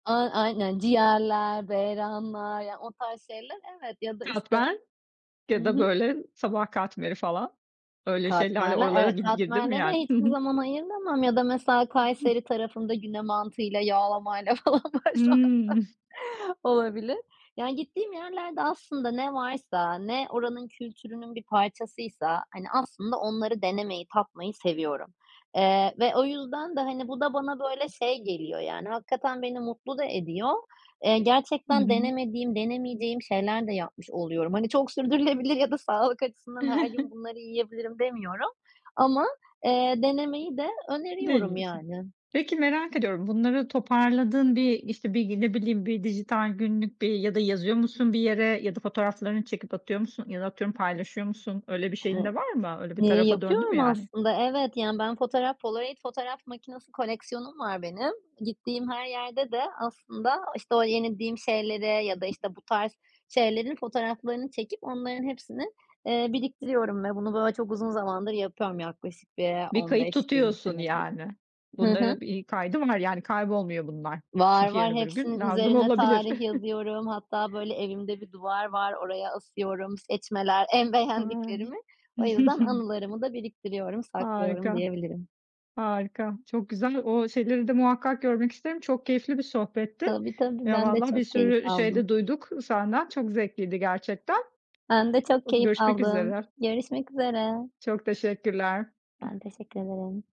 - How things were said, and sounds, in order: tapping; other background noise; unintelligible speech; laughing while speaking: "falan başlamak"; laughing while speaking: "sürdürülebilir"; giggle; other noise; chuckle; chuckle
- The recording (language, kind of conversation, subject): Turkish, podcast, Sokak lezzetleri hakkında neler düşünüyorsun?